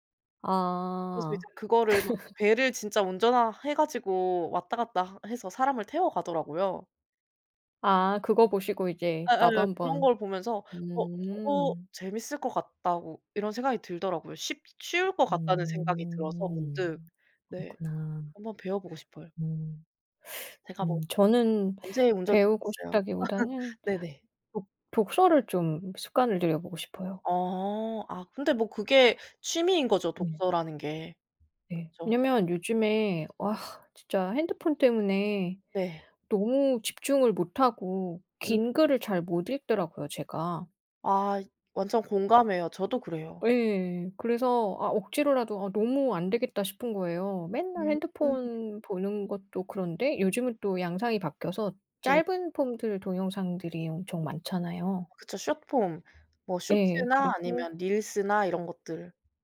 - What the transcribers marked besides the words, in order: laugh; teeth sucking; laugh; tapping
- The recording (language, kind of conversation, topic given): Korean, unstructured, 요즘 가장 즐겨 하는 취미는 무엇인가요?